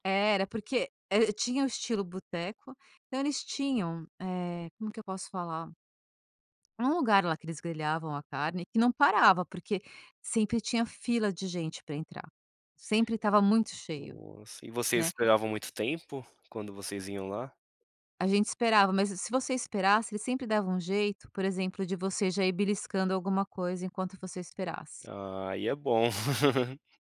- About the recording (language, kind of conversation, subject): Portuguese, podcast, Você pode me contar sobre uma refeição em família que você nunca esquece?
- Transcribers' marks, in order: laugh